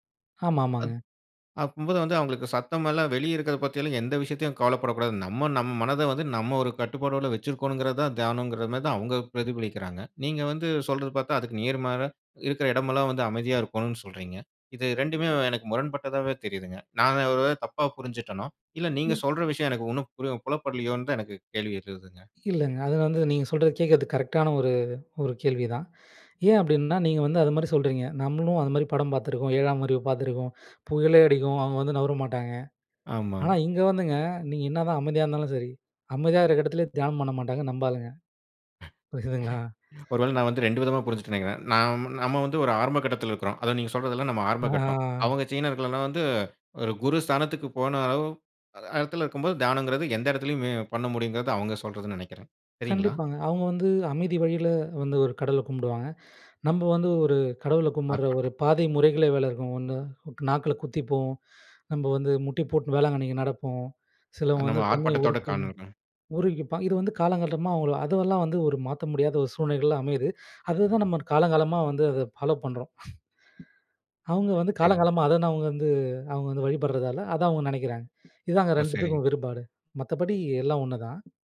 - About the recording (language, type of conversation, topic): Tamil, podcast, பணச்சுமை இருக்கும்போது தியானம் எப்படி உதவும்?
- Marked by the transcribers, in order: unintelligible speech; laughing while speaking: "ஒருவேள நான் வந்து ரெண்டு விதமா"; laughing while speaking: "புரிதுங்களா?"; drawn out: "ஆ"; "வேற" said as "வேல"; unintelligible speech; "காலங்காலமா" said as "காலங்கட்டமா"; chuckle